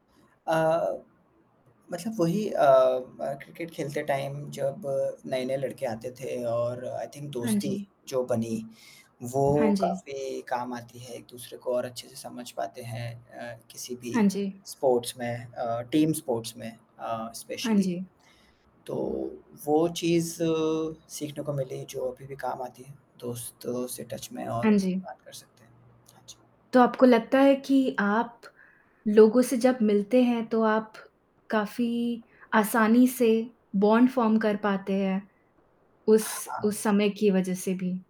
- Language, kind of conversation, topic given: Hindi, unstructured, किस शौक ने आपके जीवन में सबसे बड़ा बदलाव लाया है?
- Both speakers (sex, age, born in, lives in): female, 25-29, India, France; male, 30-34, India, India
- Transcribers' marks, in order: static; in English: "टाइम"; in English: "आई थिंक"; other background noise; in English: "स्पोर्ट्स"; in English: "टीम स्पोर्ट्स"; in English: "अ, स्पेशली"; in English: "टच"; distorted speech; tapping; in English: "बॉन्ड फ़ॉर्म"